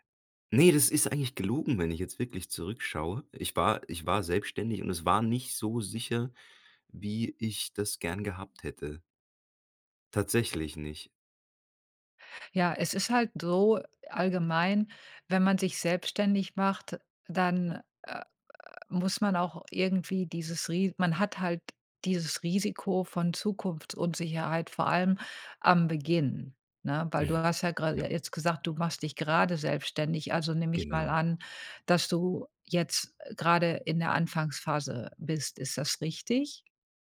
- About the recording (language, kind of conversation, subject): German, advice, Wie geht ihr mit Zukunftsängsten und ständigem Grübeln um?
- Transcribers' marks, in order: snort